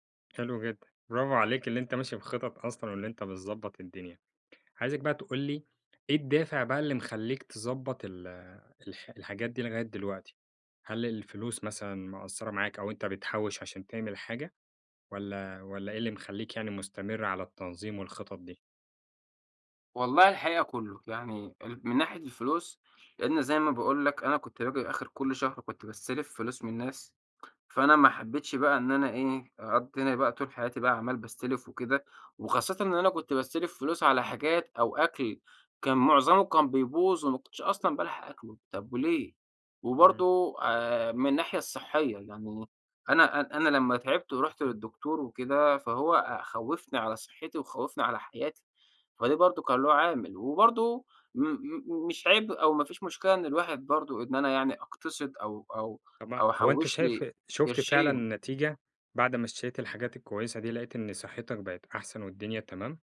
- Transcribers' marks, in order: other background noise; tapping
- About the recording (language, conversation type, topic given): Arabic, podcast, إزاي أتسوّق بميزانية معقولة من غير ما أصرف زيادة؟